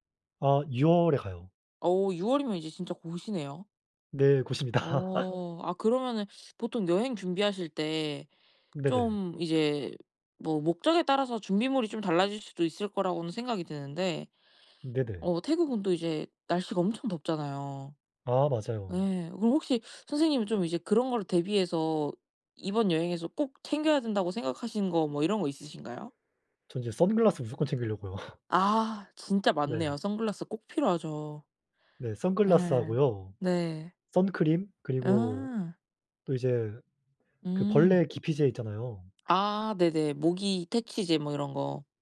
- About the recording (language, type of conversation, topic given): Korean, unstructured, 여행할 때 가장 중요하게 생각하는 것은 무엇인가요?
- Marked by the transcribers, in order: laughing while speaking: "곧입니다"; laugh; tapping; laugh